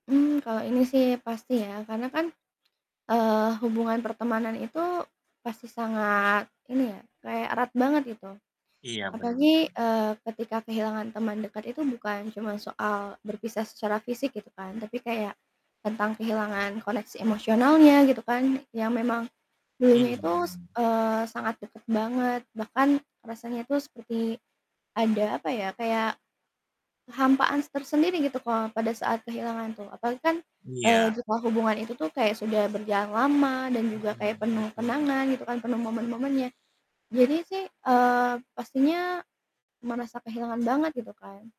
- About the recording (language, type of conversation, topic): Indonesian, unstructured, Pernahkah kamu merasa kehilangan teman dekat, dan bagaimana cara mengatasinya?
- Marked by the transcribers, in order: static; other background noise; distorted speech